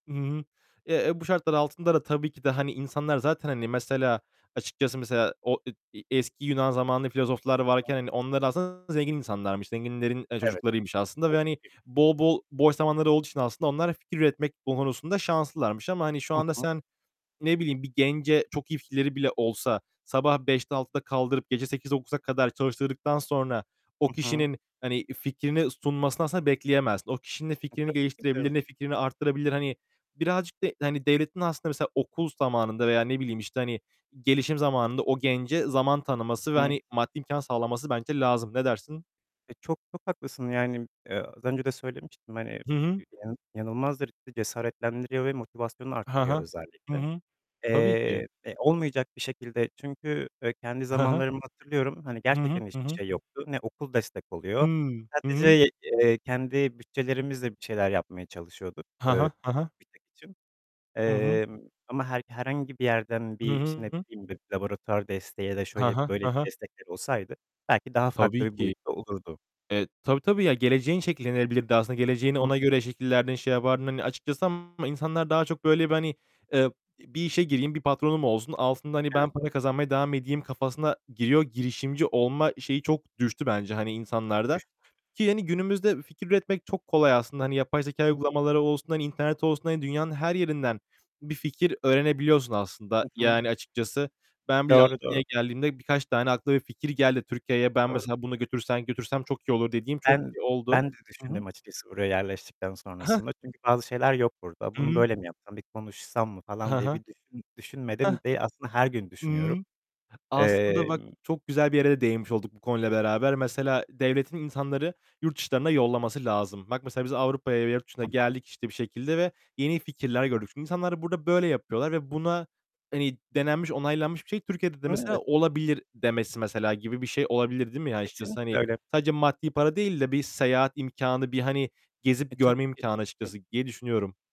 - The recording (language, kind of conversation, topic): Turkish, unstructured, Sence devletin genç girişimcilere destek vermesi hangi olumlu etkileri yaratır?
- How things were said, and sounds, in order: static; distorted speech; unintelligible speech; other background noise; tapping; unintelligible speech; unintelligible speech; unintelligible speech; unintelligible speech